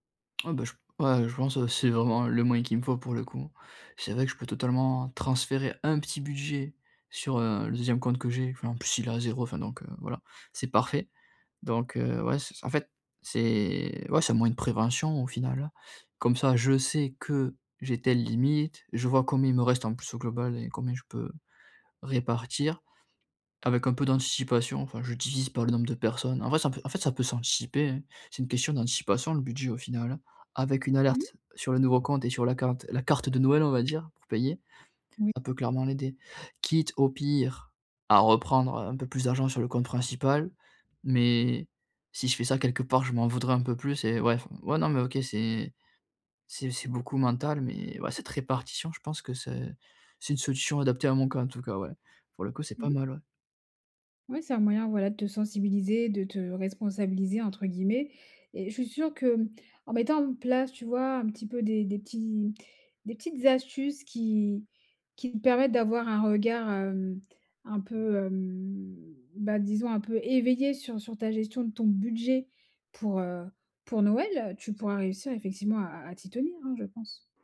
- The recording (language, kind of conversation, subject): French, advice, Comment puis-je acheter des vêtements ou des cadeaux ce mois-ci sans dépasser mon budget ?
- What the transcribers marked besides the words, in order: tongue click; stressed: "prévention"; other background noise; stressed: "Noël"